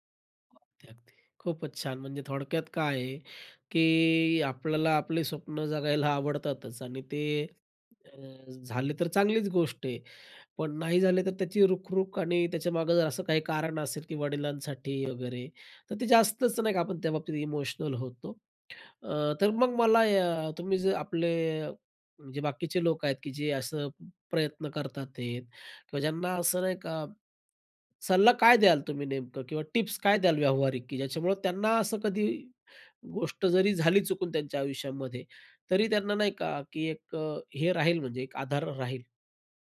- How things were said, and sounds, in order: other noise; other background noise
- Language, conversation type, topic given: Marathi, podcast, तुमच्या आयुष्यातलं सर्वात मोठं अपयश काय होतं आणि त्यातून तुम्ही काय शिकलात?